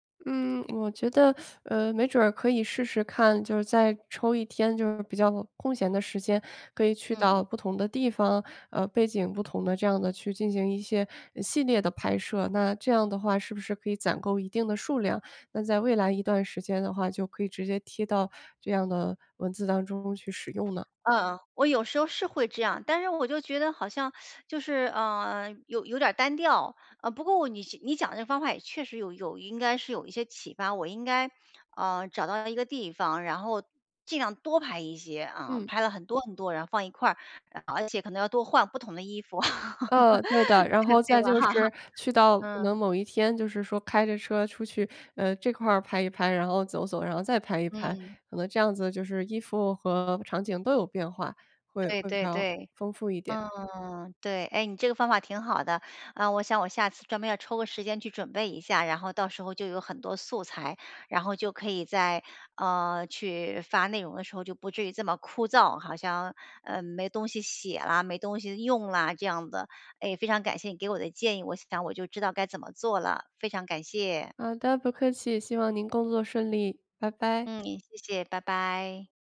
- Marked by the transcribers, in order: teeth sucking; other background noise; teeth sucking; laugh
- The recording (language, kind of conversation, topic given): Chinese, advice, 我怎样把突发的灵感变成结构化且有用的记录？